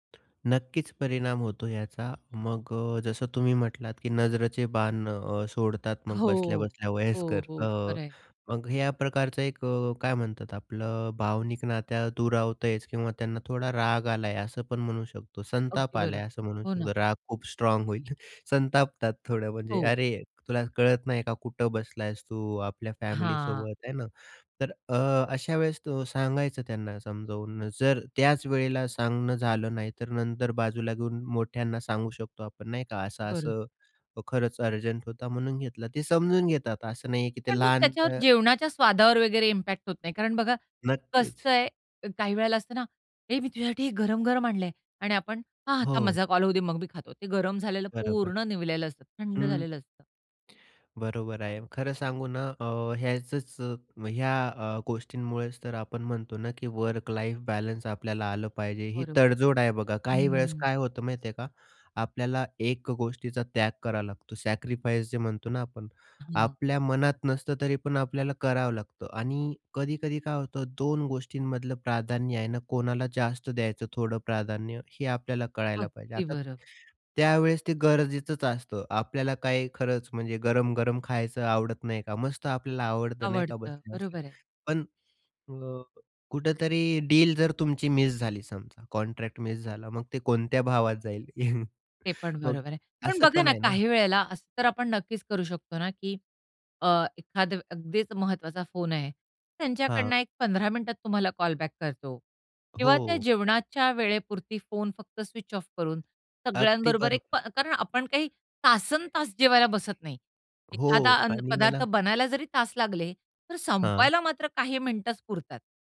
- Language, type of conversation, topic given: Marathi, podcast, फोन बाजूला ठेवून जेवताना तुम्हाला कसं वाटतं?
- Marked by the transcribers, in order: laughing while speaking: "स्ट्राँग होईल, संतापतात थोडं, म्हणजे अरे, तुला कळत नाही का"; in English: "स्ट्राँग"; in English: "फॅमिलीसोबत"; in English: "अर्जंट"; in English: "इम्पॅक्ट"; put-on voice: "हे मी तुझ्यासाठी गरम-गरम आणलंय … मग मी खातो"; in English: "वर्क लाईफ बॅलन्स"; in English: "सॅक्रिफाईस"; in English: "डील"; in English: "मिस"; in English: "कॉन्ट्रॅक्ट मिस"; laugh; in English: "कॉल बॅक"; in English: "स्विच ऑफ"